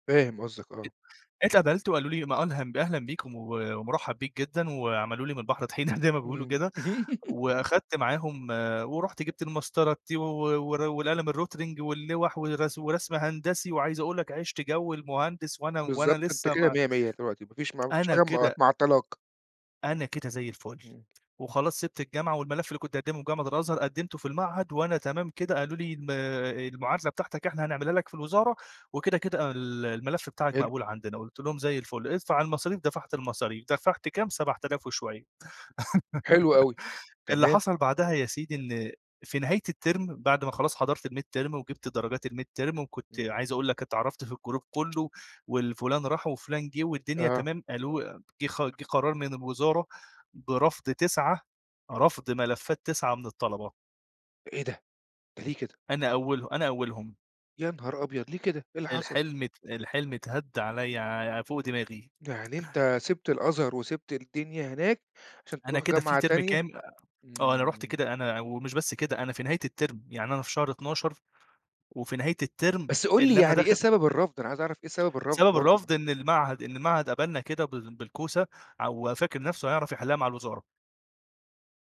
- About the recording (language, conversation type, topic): Arabic, podcast, احكي لنا عن مرة خدت فيها مخاطرة؟
- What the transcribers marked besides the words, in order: unintelligible speech; "ألهم" said as "أهلًا"; chuckle; laugh; in English: "الT"; tapping; laugh; in English: "التِرم"; in English: "الميد تِرم"; in English: "الميد تِرم"; in English: "الجروب"; in English: "تِرم"; in English: "التِرم"; in English: "التِرم"